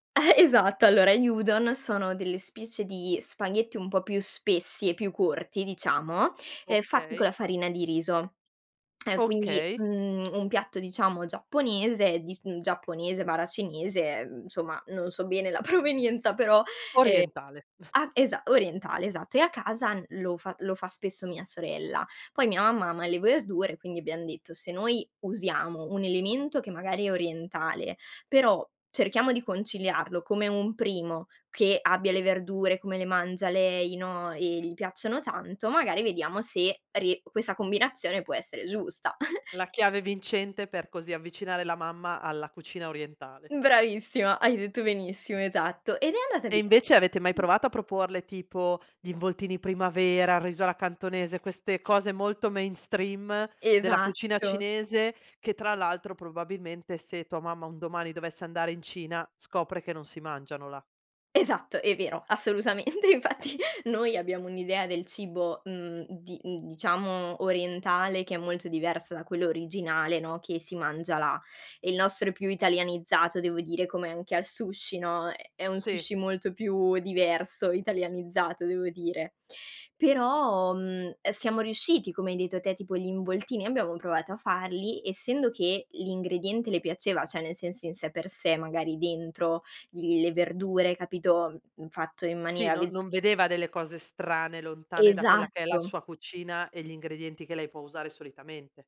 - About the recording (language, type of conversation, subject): Italian, podcast, Come fa la tua famiglia a mettere insieme tradizione e novità in cucina?
- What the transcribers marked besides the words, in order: chuckle; "specie" said as "spicie"; laughing while speaking: "provenienza"; chuckle; other background noise; "questa" said as "quessa"; chuckle; in English: "mainstream"; laughing while speaking: "assolutamente, infatti"; tapping; "cioè" said as "ceh"